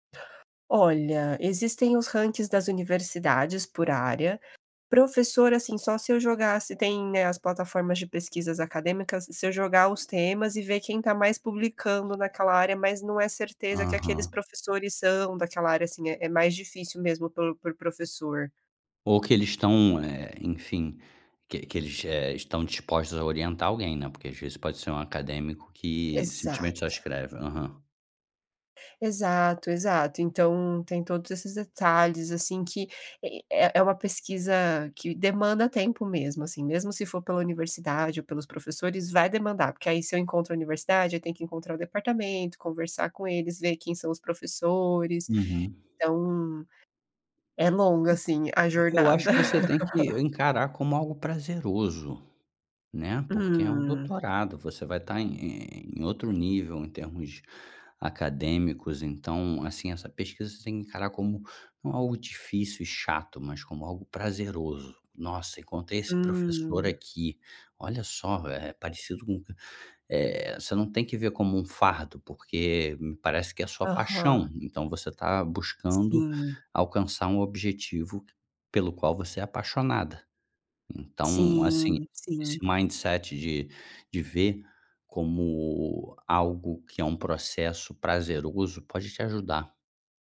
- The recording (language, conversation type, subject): Portuguese, advice, Como você lida com a procrastinação frequente em tarefas importantes?
- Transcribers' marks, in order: tapping; other noise; laugh; in English: "mindset"